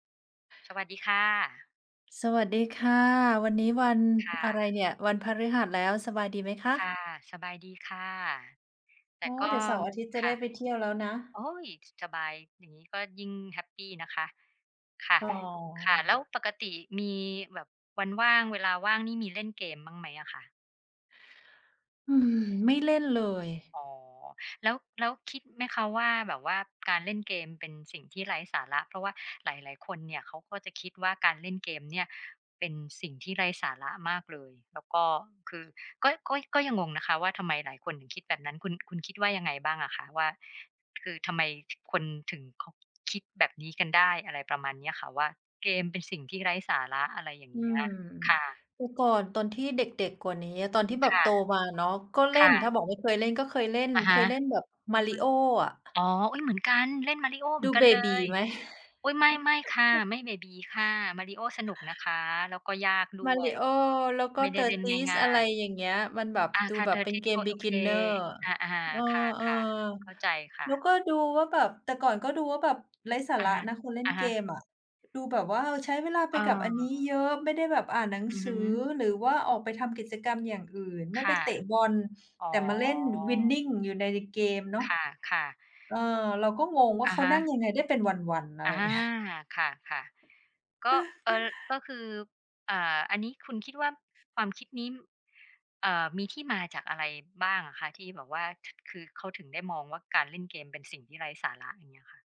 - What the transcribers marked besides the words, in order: other background noise; tapping; background speech; chuckle; in English: "Beginner"; laughing while speaking: "เงี้ย"; chuckle
- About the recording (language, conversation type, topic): Thai, unstructured, ทำไมหลายคนถึงมองว่าการเล่นเกมเป็นเรื่องไร้สาระ?